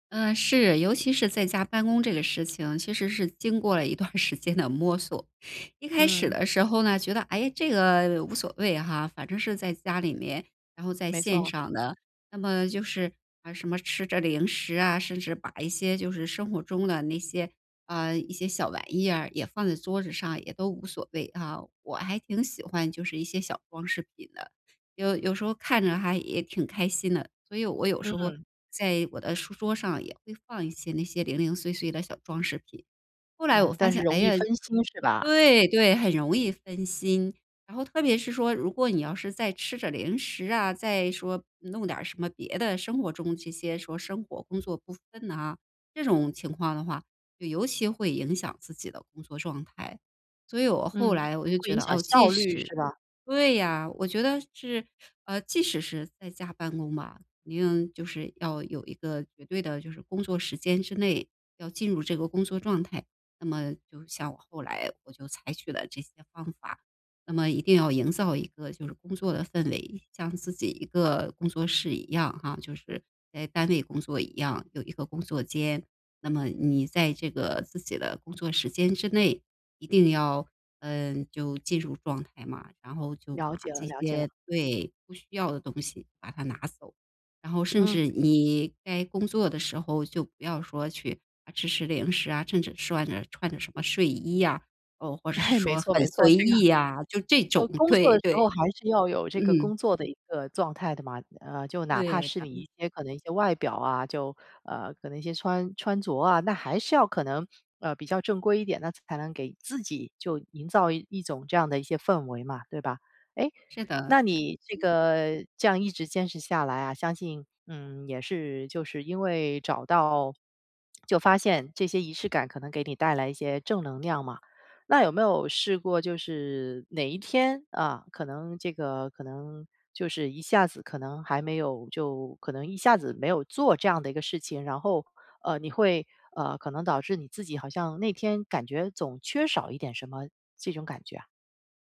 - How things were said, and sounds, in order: laughing while speaking: "一段儿时间"; other noise; lip smack
- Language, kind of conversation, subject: Chinese, podcast, 有哪些日常小仪式能帮你进入状态？